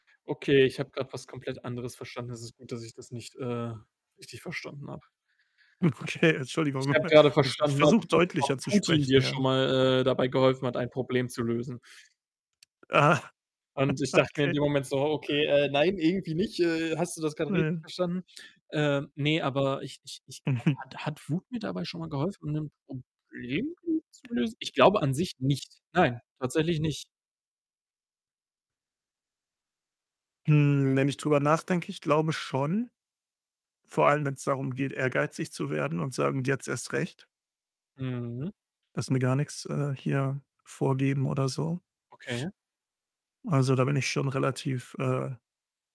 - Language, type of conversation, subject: German, unstructured, Wie gehst du mit Wut oder Frust um?
- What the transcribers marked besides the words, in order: snort; chuckle; distorted speech; chuckle; unintelligible speech; chuckle; unintelligible speech; other background noise; static